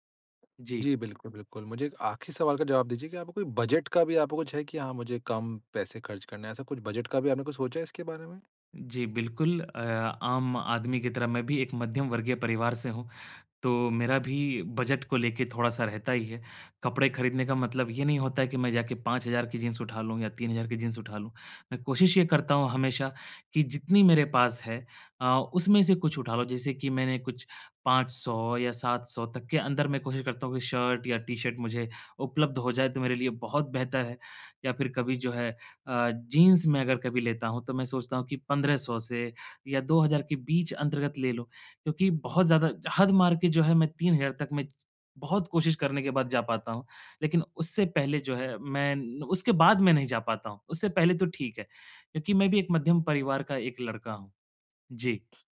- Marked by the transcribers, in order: other background noise
- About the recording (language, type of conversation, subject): Hindi, advice, रोज़मर्रा के लिए कौन-से कपड़े सबसे उपयुक्त होंगे?